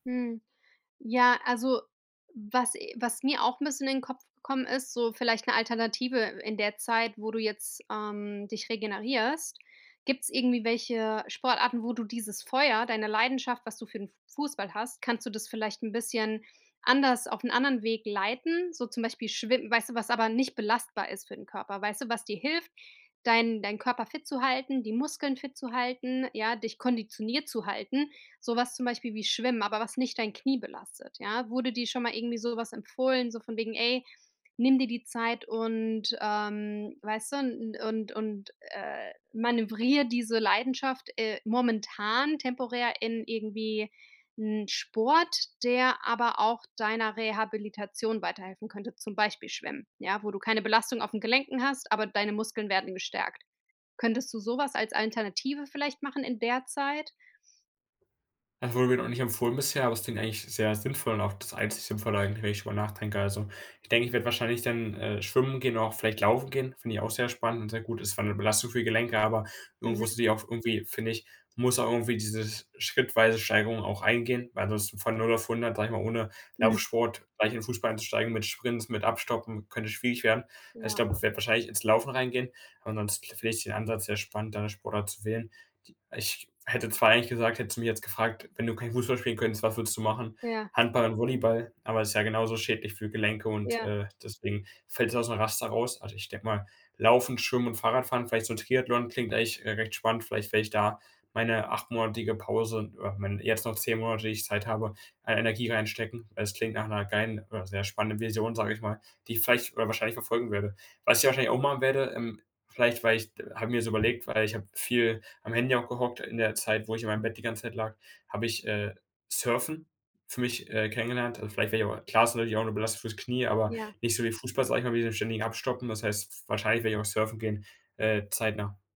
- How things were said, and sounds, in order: other background noise; tapping
- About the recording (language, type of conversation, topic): German, advice, Wie kann ich nach einer längeren Pause meine Leidenschaft wiederfinden?